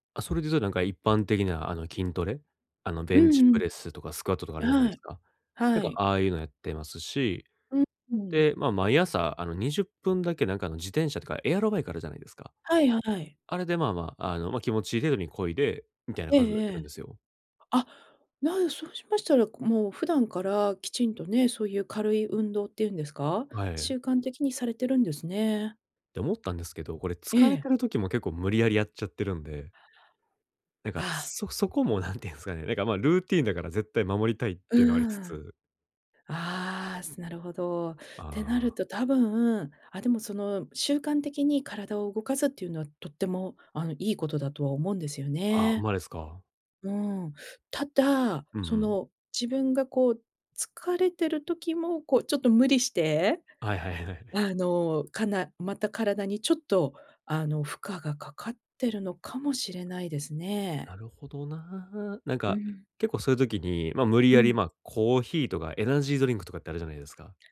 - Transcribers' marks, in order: laughing while speaking: "何て言うんすかね"; laughing while speaking: "はい はい、え、はい"
- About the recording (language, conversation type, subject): Japanese, advice, 短時間で元気を取り戻すにはどうすればいいですか？